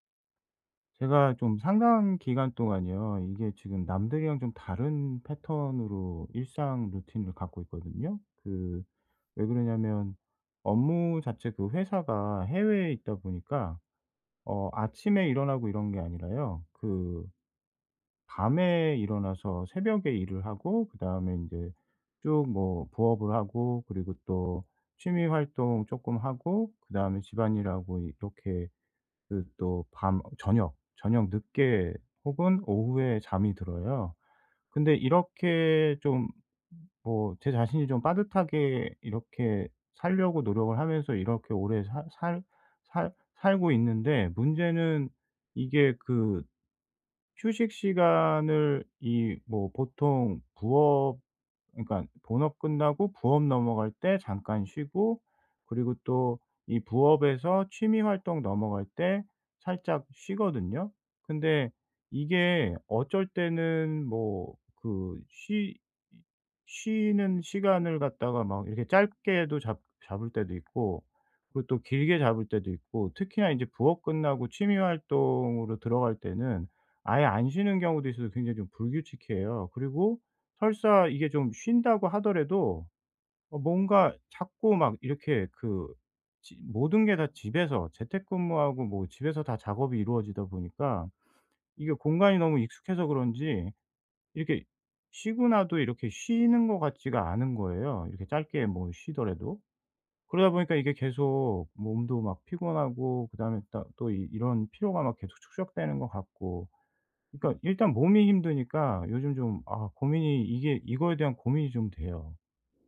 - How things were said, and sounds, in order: tapping; other background noise
- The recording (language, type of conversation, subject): Korean, advice, 일상에서 더 자주 쉴 시간을 어떻게 만들 수 있을까요?